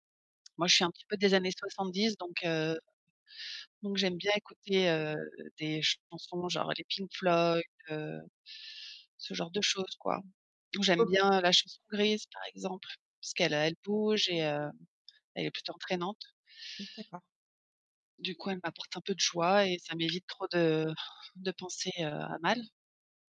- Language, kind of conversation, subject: French, unstructured, Comment une chanson peut-elle changer ton humeur ?
- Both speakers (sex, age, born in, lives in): female, 30-34, France, France; female, 50-54, France, France
- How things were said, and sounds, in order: distorted speech; other background noise; tapping; sad: "trop de de penser, heu, à mal"; inhale